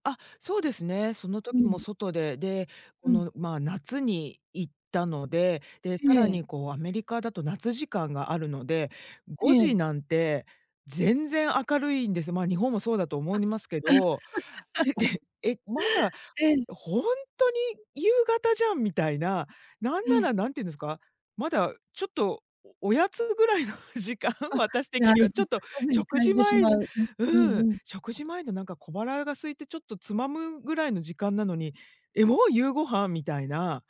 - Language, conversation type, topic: Japanese, advice, 旅行や出張で日常のルーティンが崩れるのはなぜですか？
- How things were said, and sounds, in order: other background noise; tapping; chuckle; laughing while speaking: "の時間"